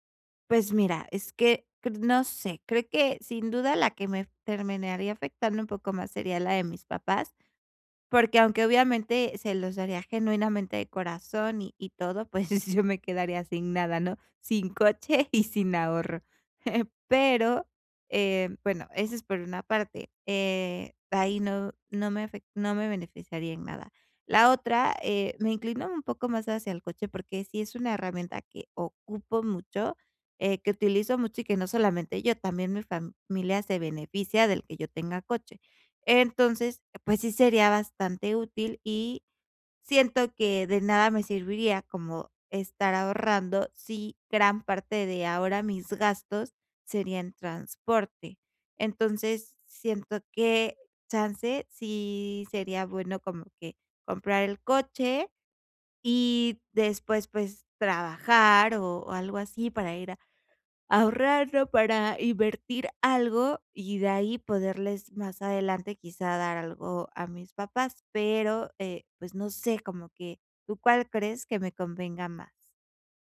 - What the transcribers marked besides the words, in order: laughing while speaking: "pues"; laughing while speaking: "y"; chuckle; yawn
- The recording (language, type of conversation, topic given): Spanish, advice, ¿Cómo puedo cambiar o corregir una decisión financiera importante que ya tomé?